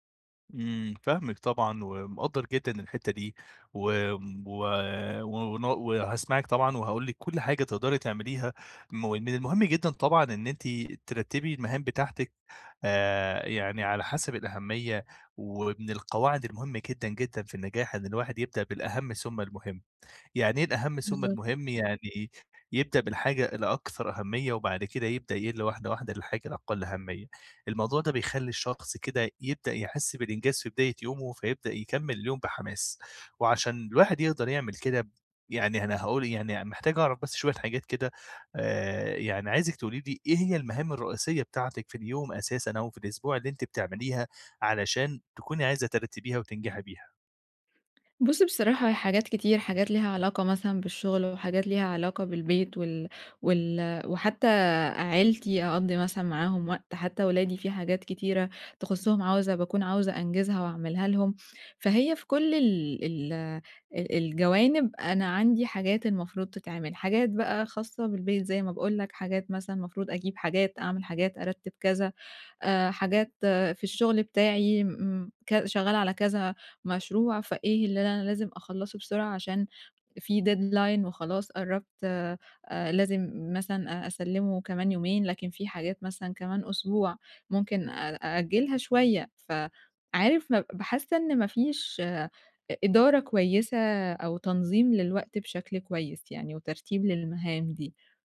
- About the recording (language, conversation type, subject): Arabic, advice, إزاي أرتّب مهامي حسب الأهمية والإلحاح؟
- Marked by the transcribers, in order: tapping; in English: "deadline"